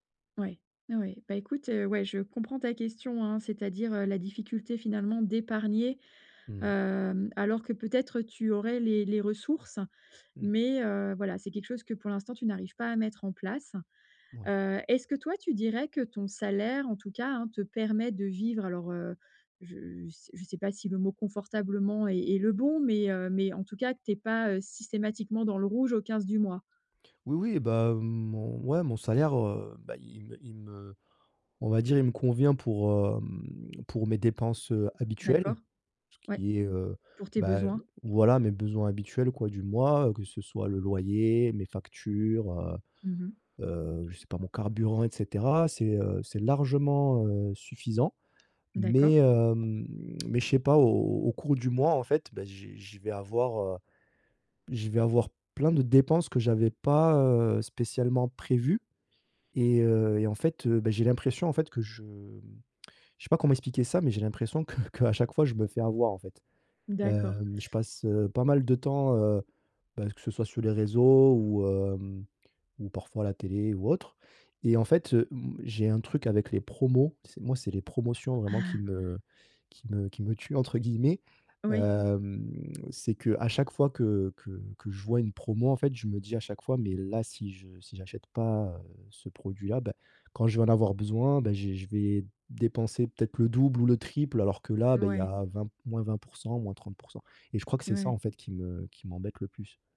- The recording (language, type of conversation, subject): French, advice, Comment puis-je équilibrer mon épargne et mes dépenses chaque mois ?
- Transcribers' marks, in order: tongue click